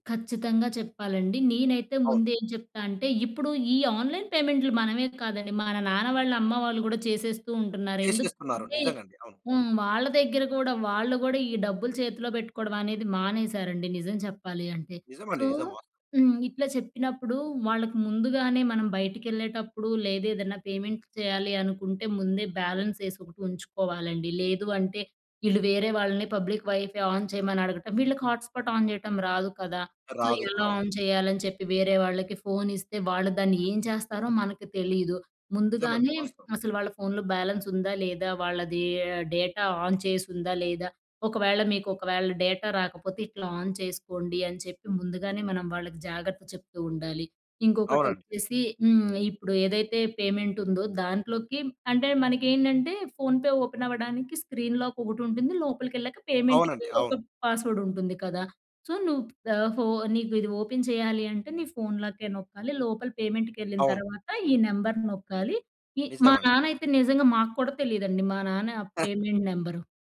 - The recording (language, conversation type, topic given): Telugu, podcast, ఆన్‌లైన్ చెల్లింపులు సురక్షితంగా చేయాలంటే మీ అభిప్రాయం ప్రకారం అత్యంత ముఖ్యమైన జాగ్రత్త ఏమిటి?
- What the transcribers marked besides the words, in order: in English: "ఆన్లైన్"; in English: "సో"; in English: "పేమెంట్"; in English: "బ్యాలెన్స్"; in English: "పబ్లిక్ వైఫై ఆన్"; in English: "హాట్ స్పాట్ ఆన్"; in English: "సో"; in English: "ఆన్"; in English: "బ్యాలెన్స్"; in English: "డేటా ఆన్"; in English: "డేటా"; in English: "ఆన్"; in English: "పేమెంట్"; in English: "ఫోన్ పే ఓపెన్"; in English: "స్క్రీన్ లాక్"; in English: "పేమెంట్‌కి"; in English: "పాస్వర్డ్"; in English: "సో"; in English: "ఓపెన్"; in English: "పేమెంట్‌కి"; in English: "పేమెంట్"; chuckle